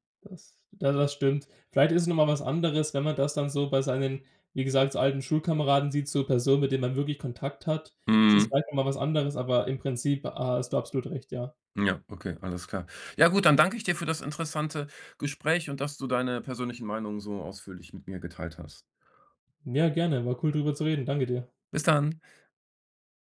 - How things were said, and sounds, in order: joyful: "Bis dann"
- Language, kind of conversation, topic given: German, podcast, Welchen Einfluss haben soziale Medien auf dein Erfolgsempfinden?